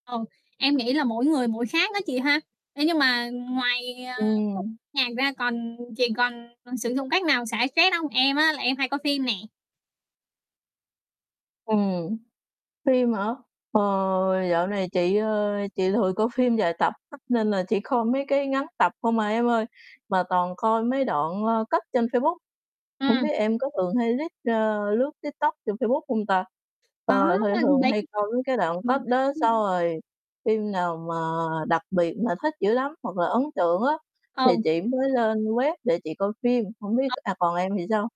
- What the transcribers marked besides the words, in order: other background noise; static; tapping; chuckle; unintelligible speech
- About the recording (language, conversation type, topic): Vietnamese, unstructured, Âm nhạc có giúp bạn giải tỏa căng thẳng không?
- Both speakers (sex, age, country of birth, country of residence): female, 25-29, Vietnam, Vietnam; female, 30-34, Vietnam, Vietnam